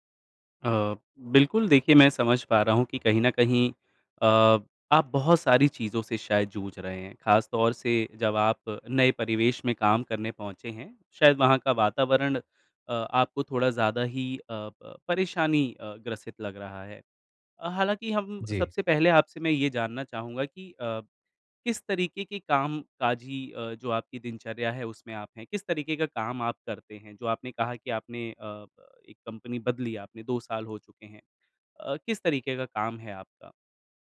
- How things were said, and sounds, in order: none
- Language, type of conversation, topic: Hindi, advice, नई नौकरी और अलग कामकाजी वातावरण में ढलने का आपका अनुभव कैसा रहा है?